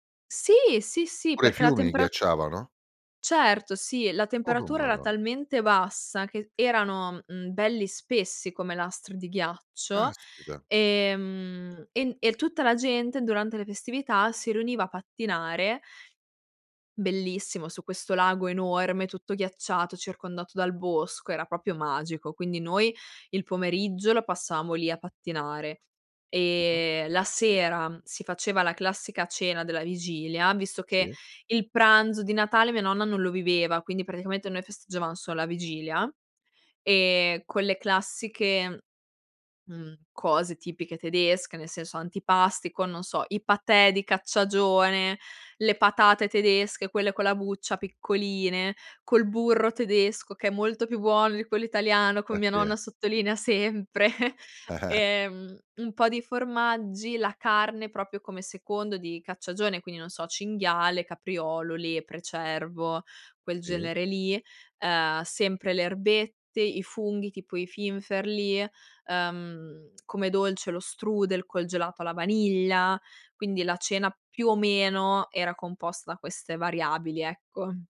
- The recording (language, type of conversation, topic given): Italian, podcast, Come festeggiate le ricorrenze tradizionali in famiglia?
- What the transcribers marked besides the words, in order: surprised: "Caspita!"; "proprio" said as "propio"; "solo" said as "sol"; chuckle; laughing while speaking: "sempre"; chuckle; "proprio" said as "propio"